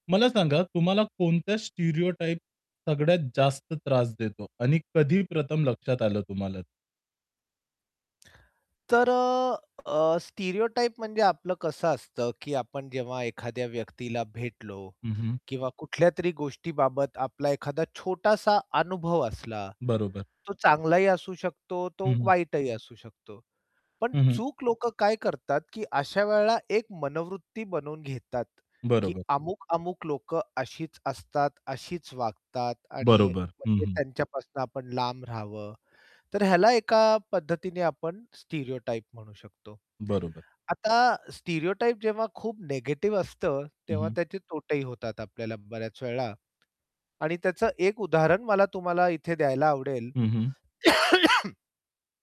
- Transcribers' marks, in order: in English: "स्टिरियोटाइप"; in English: "स्टिरियोटाइप"; other background noise; unintelligible speech; distorted speech; in English: "स्टिरियोटाइप"; in English: "स्टिरियोटाइप"; cough
- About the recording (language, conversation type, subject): Marathi, podcast, तुमच्या ओळखीतील नकारात्मक ठोकताळे तुम्ही कसे मोडता?